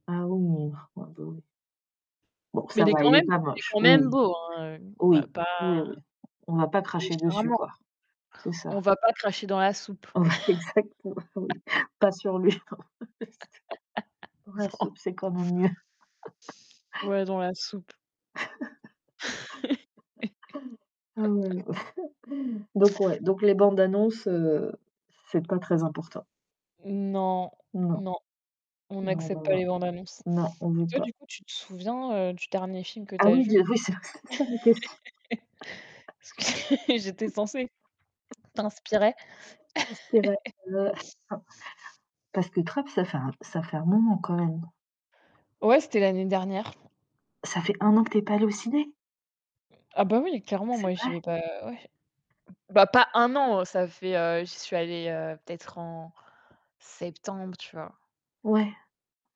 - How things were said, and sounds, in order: static; distorted speech; laughing while speaking: "On va exactement, oui, pas sur lui"; laugh; laughing while speaking: "Non"; laugh; laughing while speaking: "Ah, ouais"; laugh; tapping; laughing while speaking: "c'était ça la question"; laugh; laugh; other background noise; stressed: "pas un an"
- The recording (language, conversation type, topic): French, unstructured, Quels critères prenez-vous en compte pour choisir un film à regarder ?